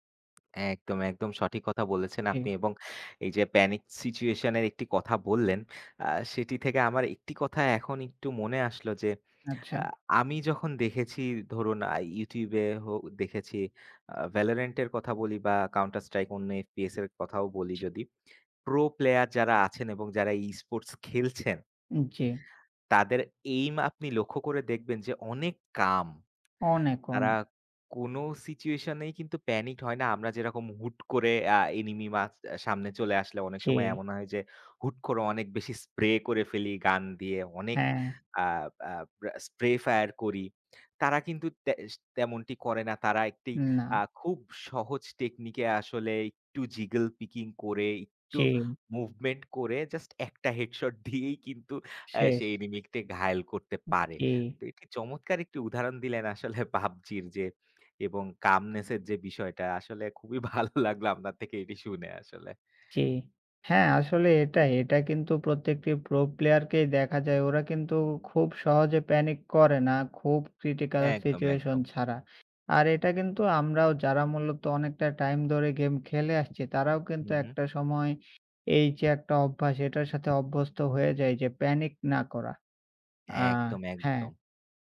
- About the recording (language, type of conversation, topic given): Bengali, unstructured, গেমিং কি আমাদের সৃজনশীলতাকে উজ্জীবিত করে?
- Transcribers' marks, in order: tapping; lip smack; unintelligible speech; other background noise; laughing while speaking: "দিয়েই"; laughing while speaking: "আসলে পাবজির যে"; laughing while speaking: "খুবই ভালো লাগলো"